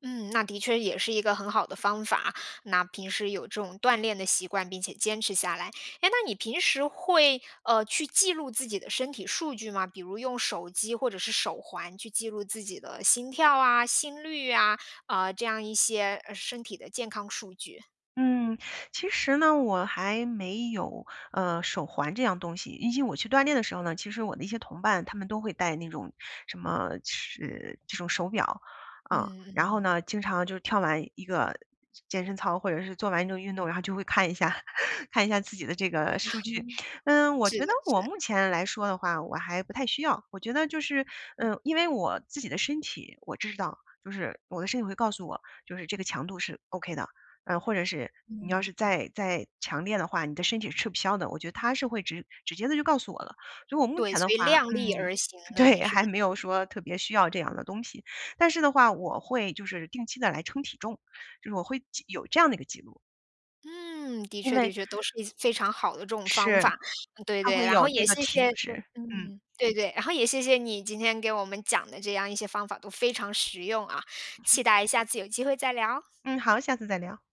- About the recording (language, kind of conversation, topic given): Chinese, podcast, 你会怎么设定小目标来督促自己康复？
- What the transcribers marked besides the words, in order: "以及" said as "一级"; laugh; laugh; joyful: "对"